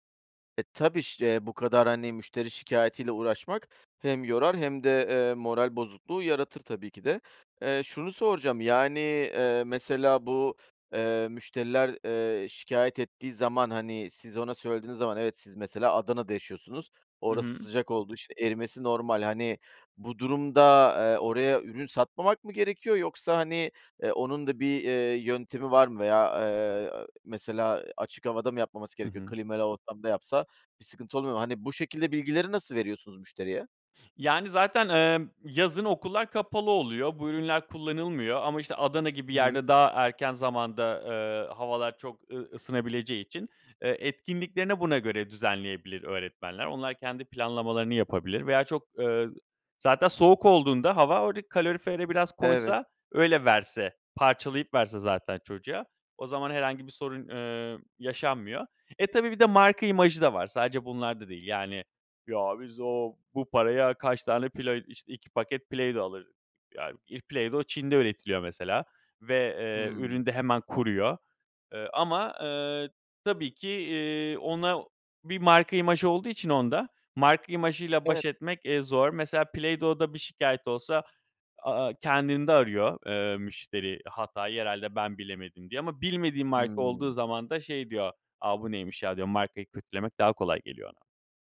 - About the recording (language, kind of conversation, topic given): Turkish, advice, Müşteri şikayetleriyle başa çıkmakta zorlanıp moralim bozulduğunda ne yapabilirim?
- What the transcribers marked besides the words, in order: tapping; "Klimalı" said as "klimeli"; put-on voice: "Ya, biz o bu paraya … Play-Dough alır yani"; other background noise